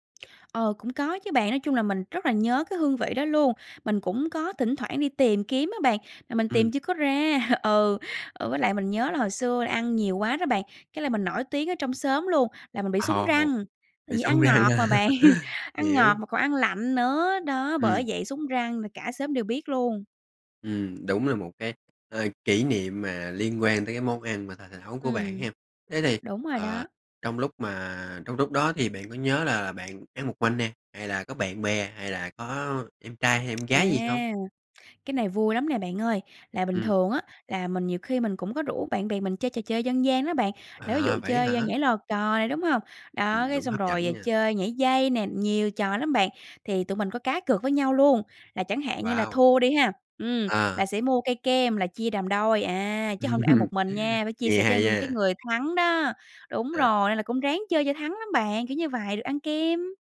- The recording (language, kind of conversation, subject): Vietnamese, podcast, Bạn có thể kể một kỷ niệm ăn uống thời thơ ấu của mình không?
- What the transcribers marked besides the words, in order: tapping; chuckle; other background noise; laughing while speaking: "răng ha"; laugh; chuckle; laugh